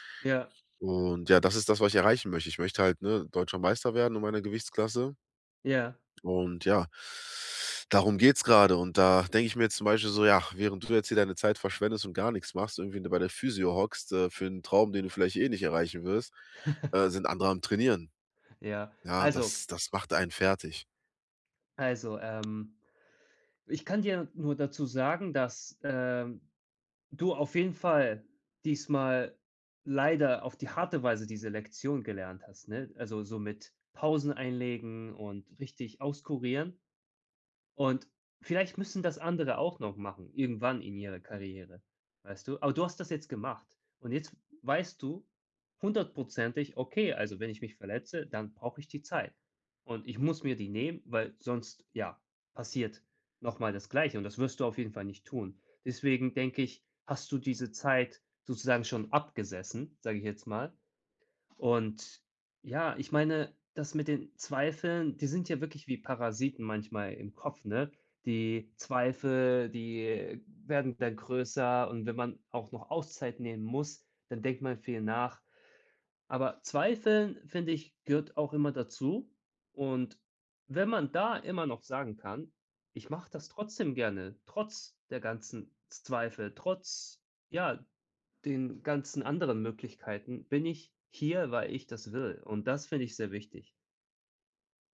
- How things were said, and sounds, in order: laugh
- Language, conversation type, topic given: German, advice, Wie kann ich die Angst vor Zeitverschwendung überwinden und ohne Schuldgefühle entspannen?